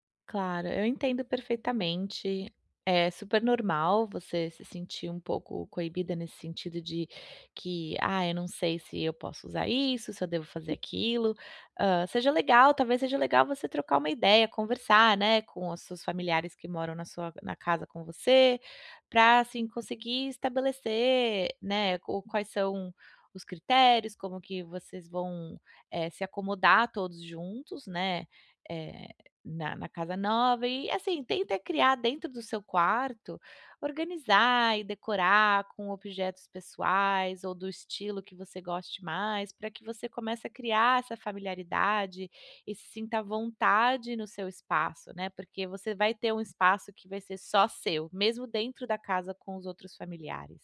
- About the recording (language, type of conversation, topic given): Portuguese, advice, Como posso me sentir em casa em um novo espaço depois de me mudar?
- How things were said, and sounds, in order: other background noise; tapping